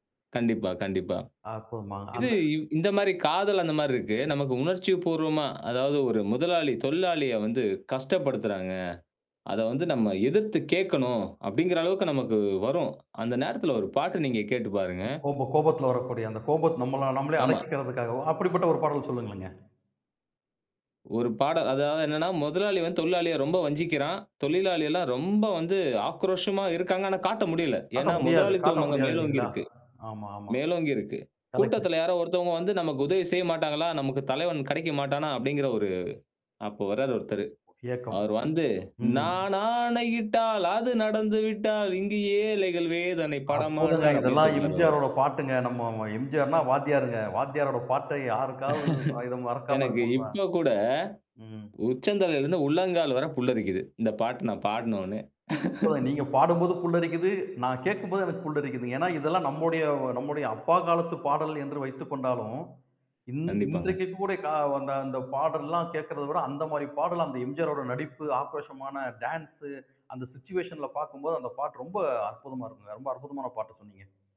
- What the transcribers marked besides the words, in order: other background noise; singing: "நான் ஆணையிட்டால் அது நடந்து விட்டால் இங்கு ஏழைகள் வேதனை படமாட்டார்"; laugh; laugh; in English: "சுவிச்சுவேஷன்ல"
- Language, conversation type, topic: Tamil, podcast, இசையில் உங்களுக்கு மிகவும் பிடித்த பாடல் எது?